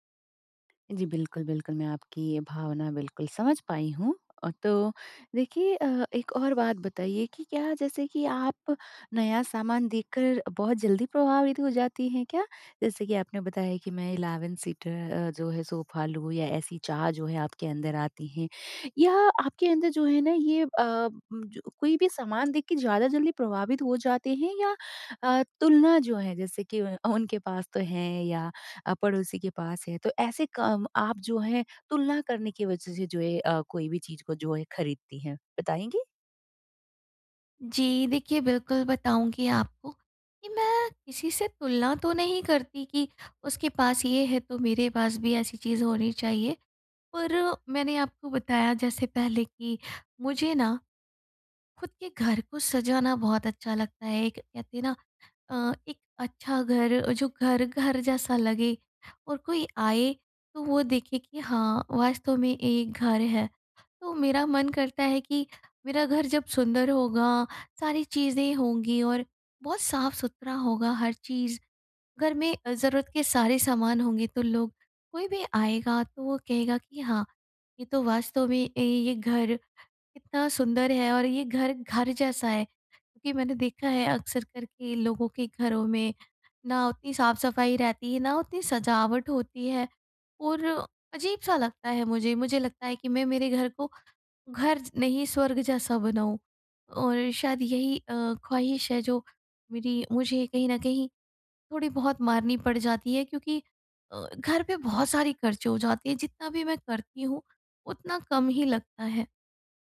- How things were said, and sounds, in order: other background noise; in English: "इलेवन सीटर"; laughing while speaking: "उनके"
- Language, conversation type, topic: Hindi, advice, कम चीज़ों में खुश रहने की कला